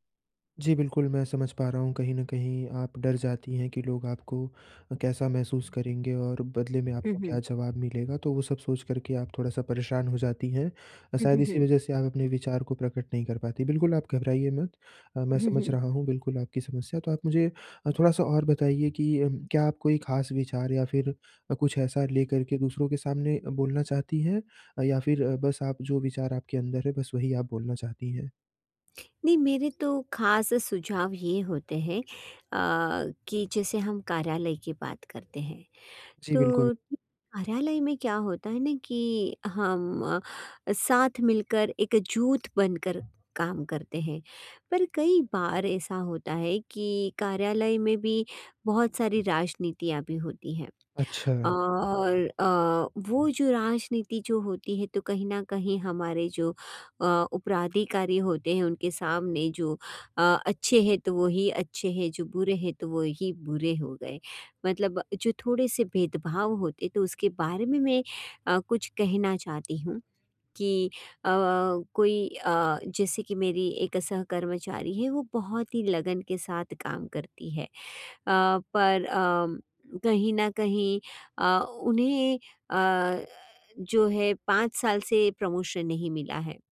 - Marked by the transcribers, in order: tapping; other background noise; "जुट" said as "जुठ"; in English: "प्रमोशन"
- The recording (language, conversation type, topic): Hindi, advice, हम अपने विचार खुलकर कैसे साझा कर सकते हैं?